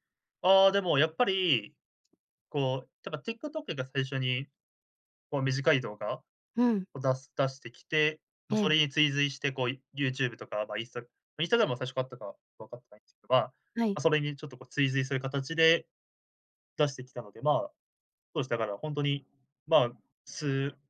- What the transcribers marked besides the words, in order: none
- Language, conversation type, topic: Japanese, podcast, 短い動画が好まれる理由は何だと思いますか？